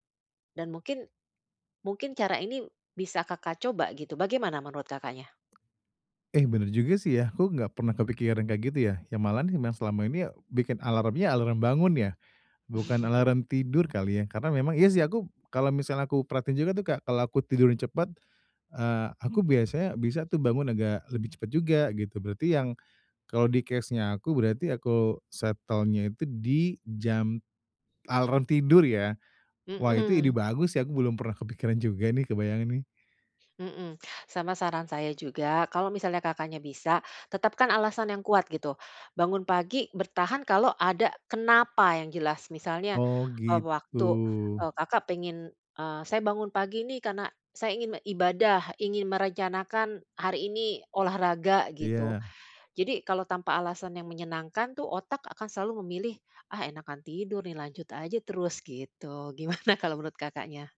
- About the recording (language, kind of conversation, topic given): Indonesian, advice, Bagaimana cara membangun kebiasaan bangun pagi yang konsisten?
- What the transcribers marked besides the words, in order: other background noise; chuckle; in English: "case-nya"; laughing while speaking: "Gimana"